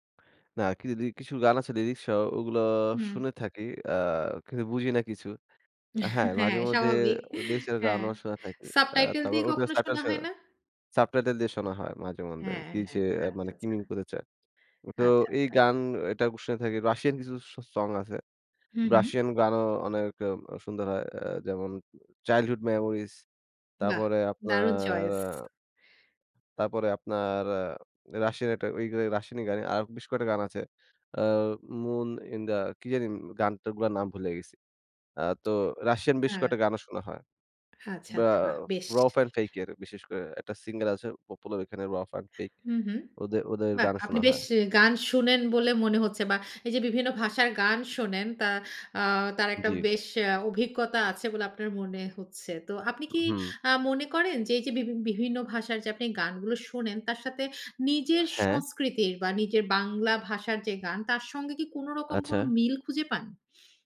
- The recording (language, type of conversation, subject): Bengali, podcast, কোন ভাষার গান শুনতে শুরু করার পর আপনার গানের স্বাদ বদলে গেছে?
- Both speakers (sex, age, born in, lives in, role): female, 35-39, Bangladesh, Finland, host; male, 20-24, Bangladesh, Bangladesh, guest
- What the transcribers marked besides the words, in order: chuckle; laughing while speaking: "হ্যাঁ, স্বাভাবিক। হ্যাঁ"; "মাঝে-মধ্যে" said as "মন্ধে"; other background noise